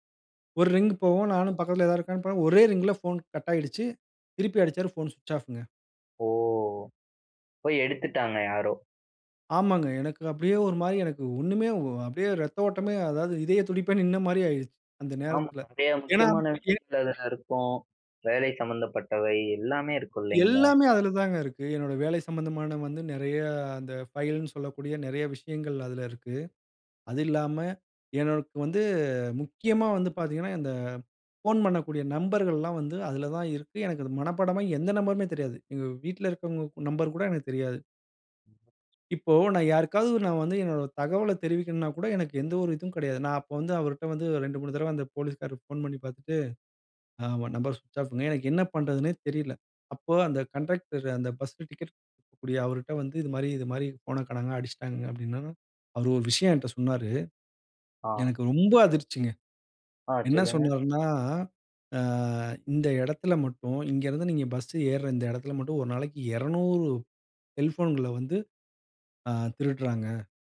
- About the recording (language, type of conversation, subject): Tamil, podcast, நீங்கள் வழிதவறி, கைப்பேசிக்கு சிக்னலும் கிடைக்காமல் சிக்கிய அந்த அனுபவம் எப்படி இருந்தது?
- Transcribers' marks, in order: in English: "ரிங்கு"; other background noise; in English: "ரிங்ல போன் கட்"; in English: "போன் ஸ்விட்ச் ஆஃங்க"; surprised: "ஓ! ப்ப எடுத்துட்டாங்க யாரோ?"; afraid: "ஆமாங்க. எனக்கு அப்டியே ஒரு மாரி … நேரத்துல. ஏன்னா என்"; in English: "ஃபைல்ன்னு"; in English: "நம்பர் ஸ்விட்ச் ஆஃப்ங்க"